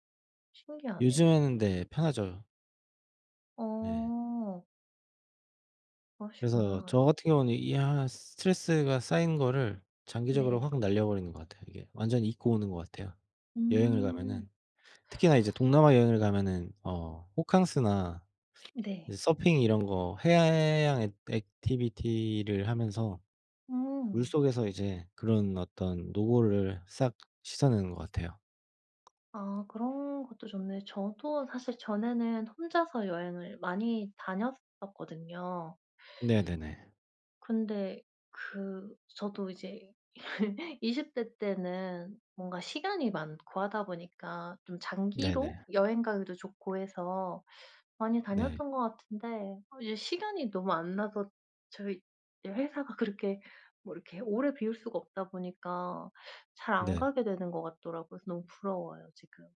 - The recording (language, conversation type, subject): Korean, unstructured, 취미가 스트레스 해소에 어떻게 도움이 되나요?
- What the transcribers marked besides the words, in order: other background noise; in English: "액 액티비티를"; tapping; laugh